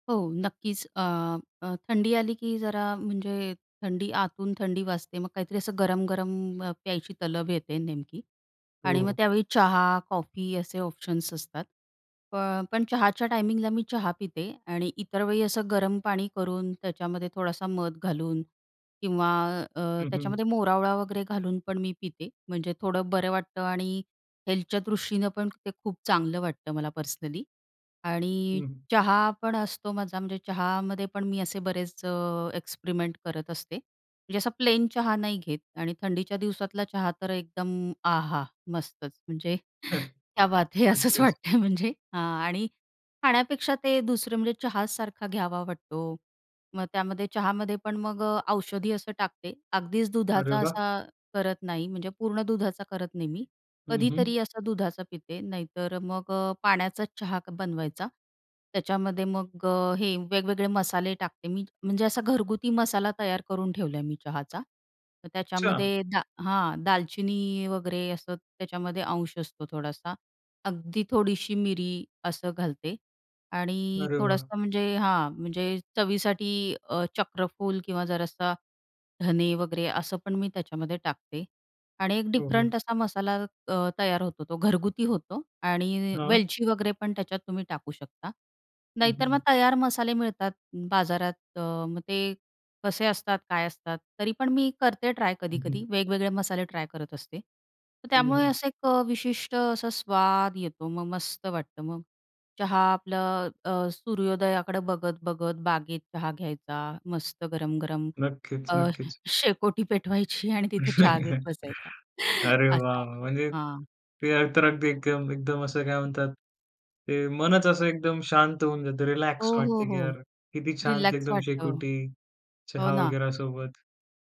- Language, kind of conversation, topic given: Marathi, podcast, थंडीत तुमचं मन हलकं करण्यासाठी तुम्हाला कोणतं गरम पेय सगळ्यात जास्त आवडतं?
- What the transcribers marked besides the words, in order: tapping; chuckle; other noise; laughing while speaking: "क्या बात हे! असंच वाटतं म्हणजे"; in Hindi: "क्या बात हे!"; laughing while speaking: "शेकोटी पेटवायची आणि तिथे चहा घेत बसायचा"; laugh; other background noise